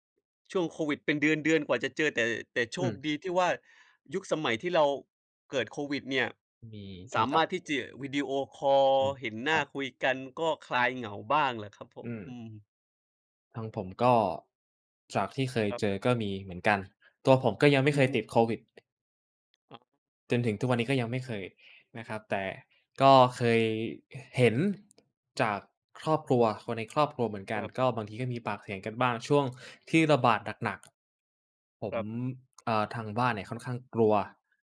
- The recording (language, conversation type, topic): Thai, unstructured, โควิด-19 เปลี่ยนแปลงโลกของเราไปมากแค่ไหน?
- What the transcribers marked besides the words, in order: "จะ" said as "จิ"; other background noise; tapping